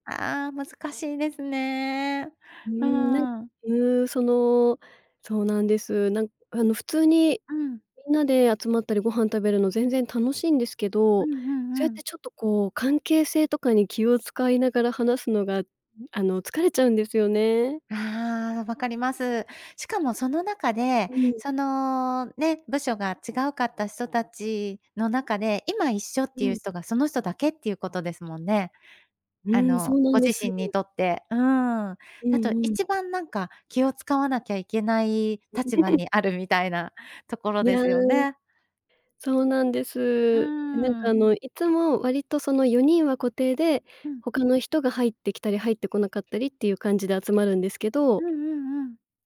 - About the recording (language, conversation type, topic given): Japanese, advice, 友人の付き合いで断れない飲み会の誘いを上手に断るにはどうすればよいですか？
- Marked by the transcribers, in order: laugh